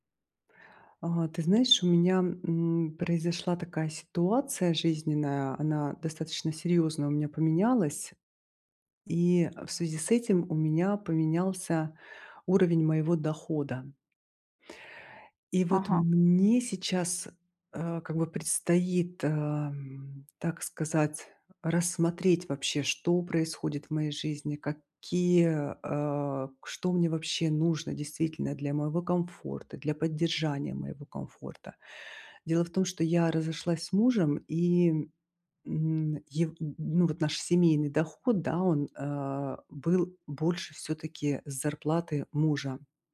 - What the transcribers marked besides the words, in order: tapping
- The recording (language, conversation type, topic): Russian, advice, Как лучше управлять ограниченным бюджетом стартапа?